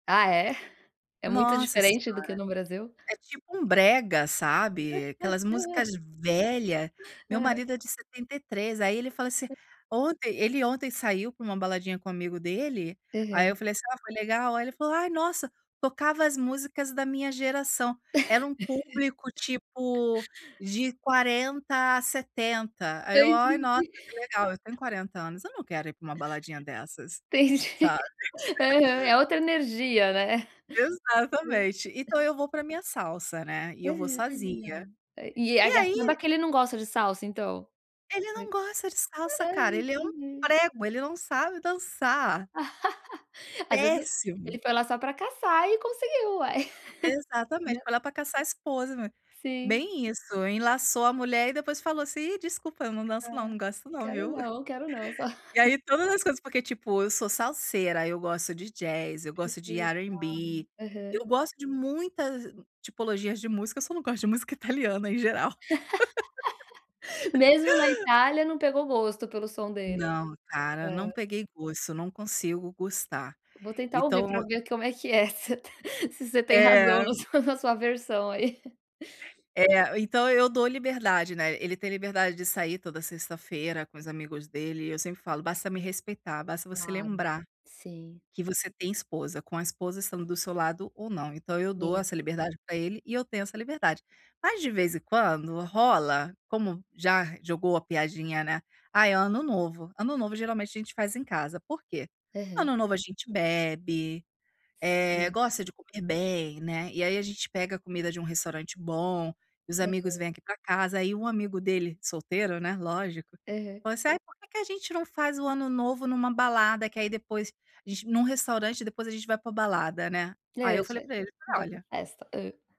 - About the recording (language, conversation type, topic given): Portuguese, advice, Como posso manter minha identidade pessoal dentro do meu relacionamento amoroso?
- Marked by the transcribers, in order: chuckle; giggle; stressed: "velha"; unintelligible speech; laugh; laughing while speaking: "Eu entendi"; tapping; other background noise; laughing while speaking: "Entendi, aham"; laugh; laughing while speaking: "Exatamente"; chuckle; laugh; stressed: "Péssimo"; laugh; unintelligible speech; laughing while speaking: "Só"; chuckle; laugh; laughing while speaking: "italiana em geral"; laugh; laughing while speaking: "se você tem"; laughing while speaking: "na sua, na sua aversão aí"; chuckle; stressed: "bem"; stressed: "bom"